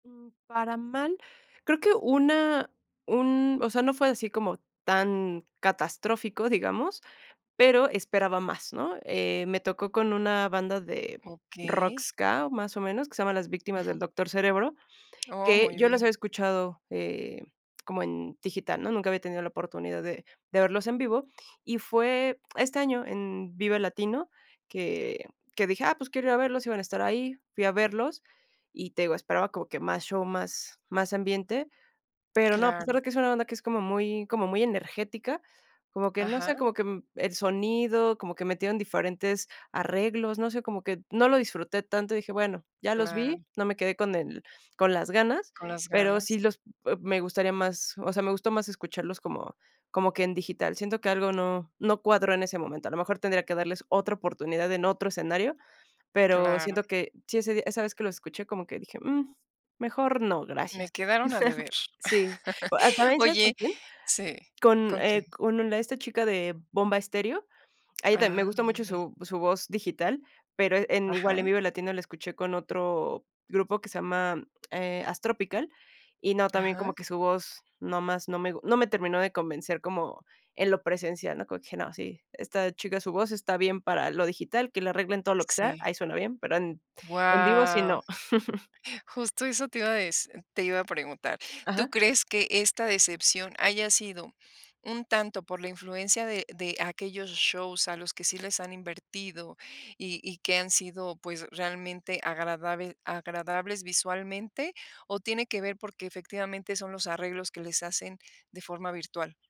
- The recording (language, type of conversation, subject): Spanish, podcast, ¿Cómo influyen los festivales locales en lo que escuchas?
- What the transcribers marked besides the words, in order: chuckle; laugh; drawn out: "Guau"; chuckle